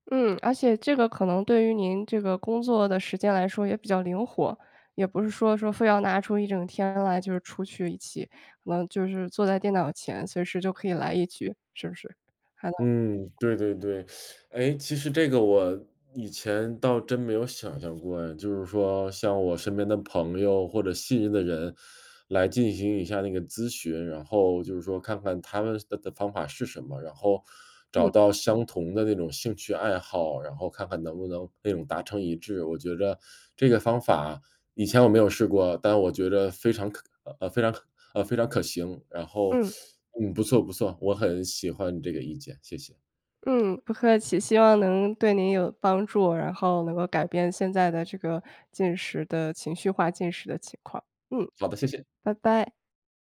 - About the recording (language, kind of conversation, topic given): Chinese, advice, 我发现自己会情绪化进食，应该如何应对？
- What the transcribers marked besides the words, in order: other background noise; teeth sucking; teeth sucking